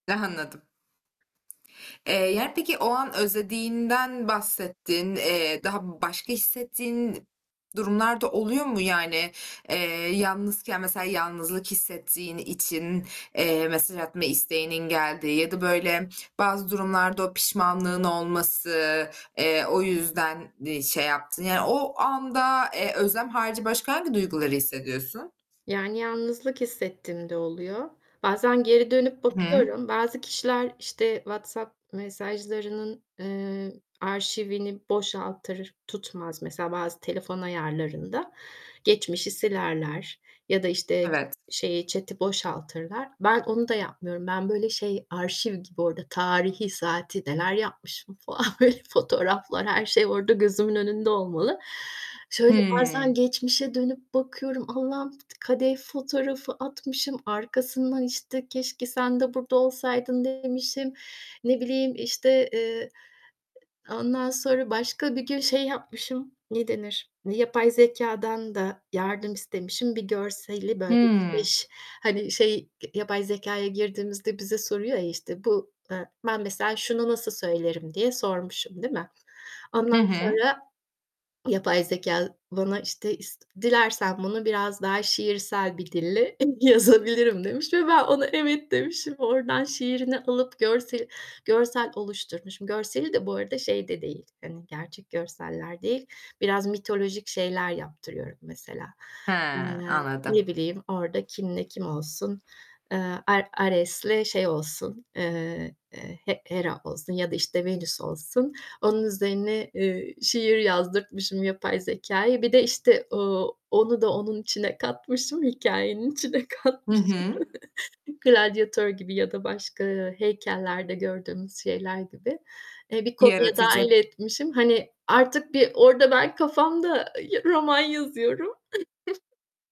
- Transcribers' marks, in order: other background noise; in English: "chat'i"; laughing while speaking: "falan böyle"; distorted speech; tapping; laughing while speaking: "yazabilirim demiş ve ben ona evet demişim"; laughing while speaking: "katmışım, hikayenin içine katmışım"; laughing while speaking: "roman yazıyorum"; chuckle
- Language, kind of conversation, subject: Turkish, advice, Sarhoşken eski partnerime mesaj atma isteğimi nasıl kontrol edip bu davranışı nasıl önleyebilirim?